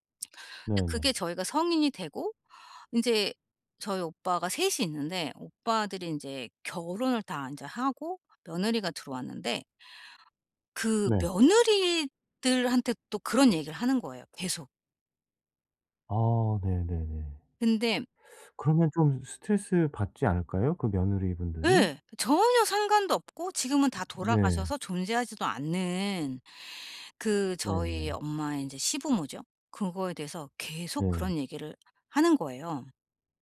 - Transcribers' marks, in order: none
- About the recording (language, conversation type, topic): Korean, advice, 가족 간에 같은 의사소통 문제가 왜 계속 반복될까요?